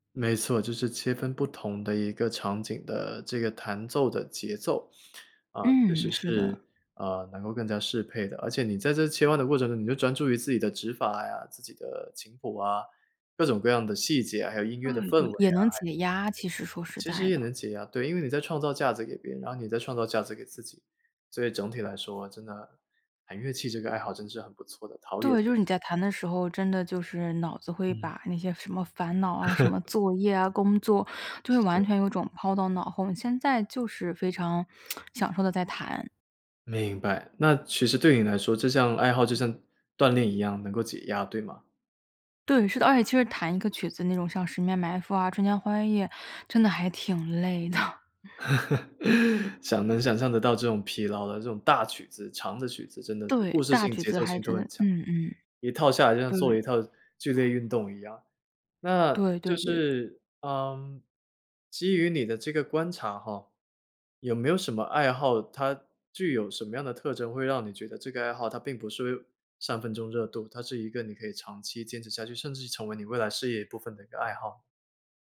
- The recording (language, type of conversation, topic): Chinese, podcast, 你平常有哪些能让你开心的小爱好？
- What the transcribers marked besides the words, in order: laugh; other background noise; tsk; laughing while speaking: "的"; laugh; stressed: "大"